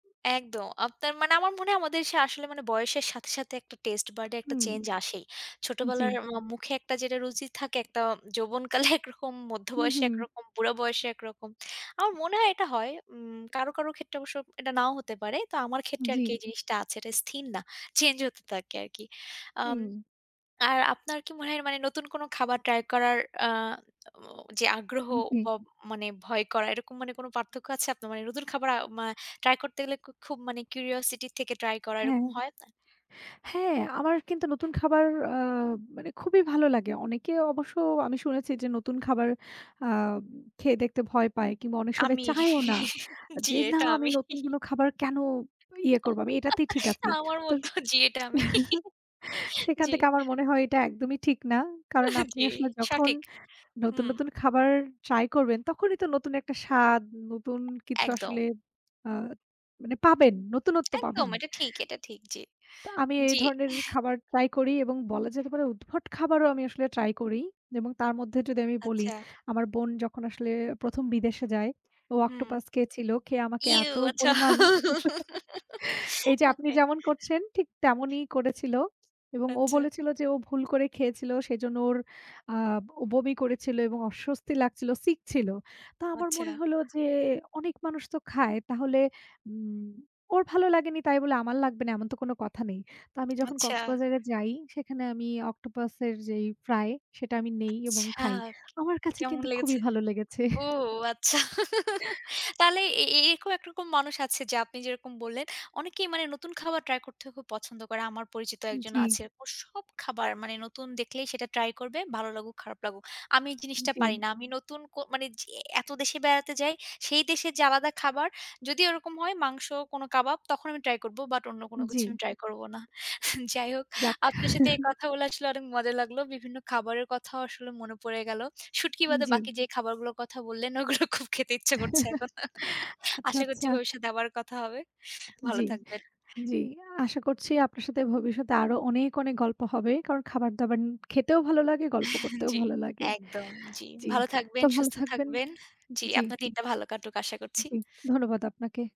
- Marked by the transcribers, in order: in English: "taste bud"; tapping; laughing while speaking: "যৌবনকালে একরকম"; in English: "curiosity"; chuckle; laughing while speaking: "জি এইটা আমি"; chuckle; giggle; laughing while speaking: "আমার মতো জি এটা আমি। জি"; chuckle; chuckle; laughing while speaking: "জি"; chuckle; laughing while speaking: "আচ্ছা"; giggle; chuckle; other background noise; laughing while speaking: "আচ্ছা"; giggle; chuckle; chuckle; laughing while speaking: "যাই হোক"; chuckle; laughing while speaking: "ওগুলো খুব খেতে ইচ্ছা করছে এখন"; chuckle; giggle; chuckle
- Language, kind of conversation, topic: Bengali, unstructured, আপনার মতে, মানুষ কেন বিভিন্ন ধরনের খাবার পছন্দ করে?